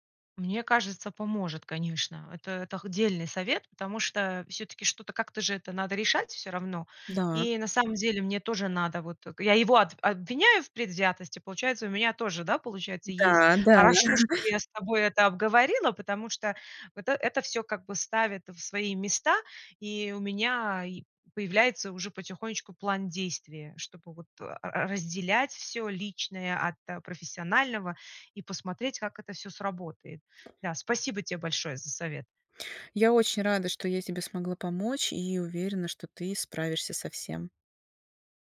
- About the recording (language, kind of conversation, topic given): Russian, advice, Как спокойно и конструктивно дать обратную связь коллеге, не вызывая конфликта?
- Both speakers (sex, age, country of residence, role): female, 40-44, Portugal, advisor; female, 45-49, United States, user
- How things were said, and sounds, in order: tapping; laughing while speaking: "да"; other background noise